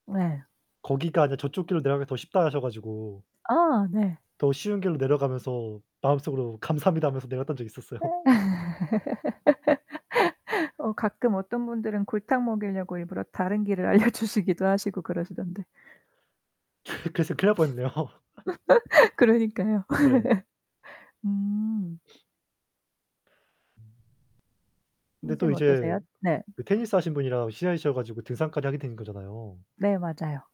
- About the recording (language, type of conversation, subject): Korean, unstructured, 취미 활동을 하면서 새로운 친구를 사귄 경험이 있으신가요?
- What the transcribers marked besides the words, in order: static; other background noise; laughing while speaking: "있었어요"; laugh; laughing while speaking: "알려주시기도"; laugh; other noise; laugh; laughing while speaking: "했네요"; laugh; sniff; distorted speech